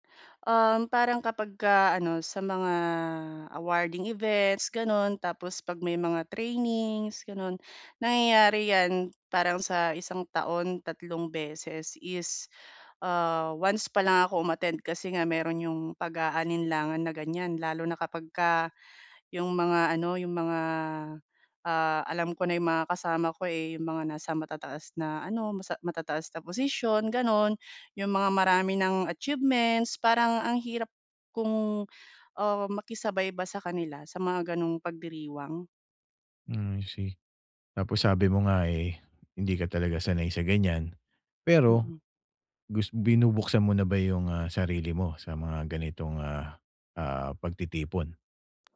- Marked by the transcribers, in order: other background noise; tapping
- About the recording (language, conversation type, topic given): Filipino, advice, Paano ko mababawasan ang pag-aalala o kaba kapag may salu-salo o pagtitipon?